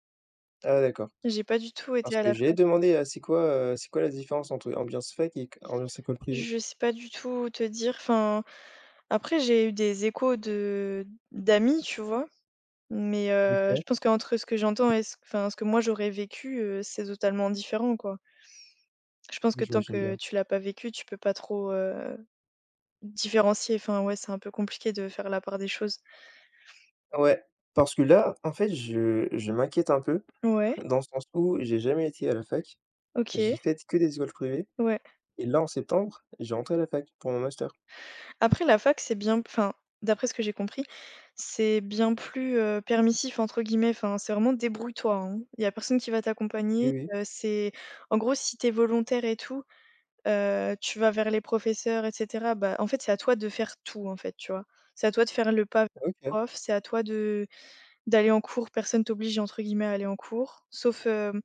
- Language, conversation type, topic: French, unstructured, Comment trouves-tu l’équilibre entre travail et vie personnelle ?
- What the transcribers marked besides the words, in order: tapping; other background noise; stressed: "tout"